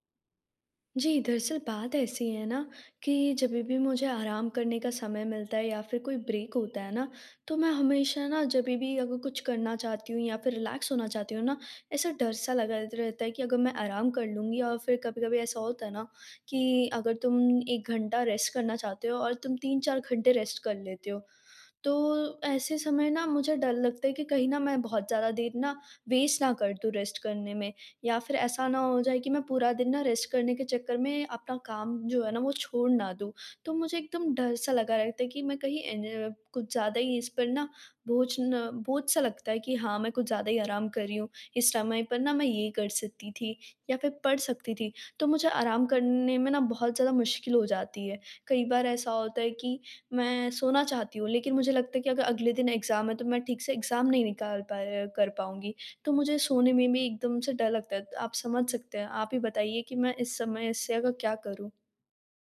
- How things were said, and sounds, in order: tapping; in English: "ब्रेक"; in English: "रिलैक्स"; in English: "रेस्ट"; in English: "रेस्ट"; in English: "वेस्ट"; in English: "रेस्ट"; in English: "रेस्ट"; in English: "एग्ज़ाम"; in English: "एग्ज़ाम"
- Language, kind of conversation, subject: Hindi, advice, घर पर आराम करते समय बेचैनी और असहजता कम कैसे करूँ?